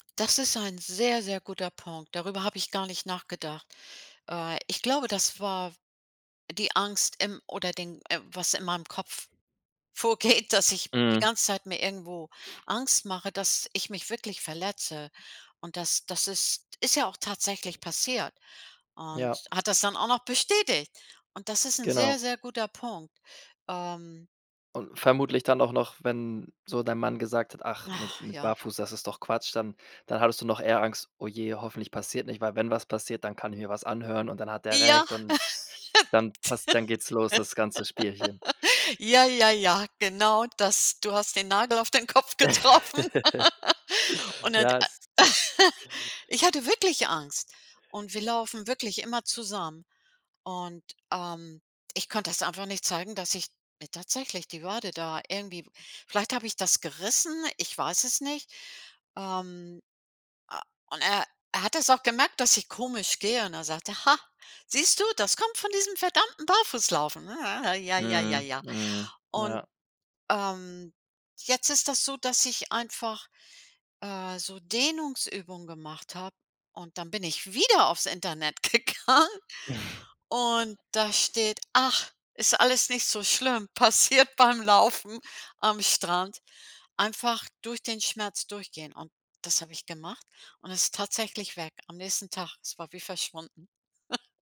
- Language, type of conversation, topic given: German, advice, Wie kann ich mit der Angst umgehen, mich beim Training zu verletzen?
- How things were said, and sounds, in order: laughing while speaking: "vorgeht"; laugh; laughing while speaking: "auf den Kopf getroffen"; laugh; chuckle; put-on voice: "Ha, siehst du, das kommt … ja, ja, ja"; stressed: "wieder"; laughing while speaking: "gegangen"; chuckle; laughing while speaking: "passiert beim Laufen"; chuckle